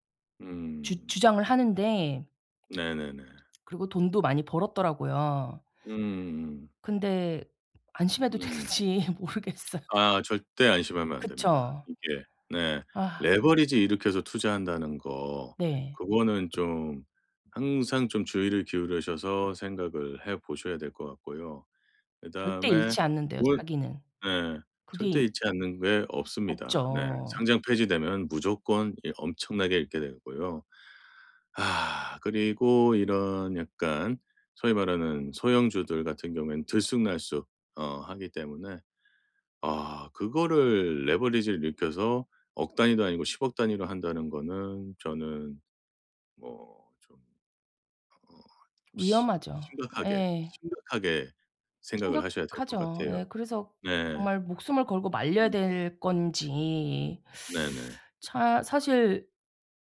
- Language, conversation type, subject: Korean, advice, 가족과 돈 이야기를 편하게 시작하려면 어떻게 해야 할까요?
- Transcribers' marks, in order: other background noise; laughing while speaking: "되는지 모르겠어요"; tapping; teeth sucking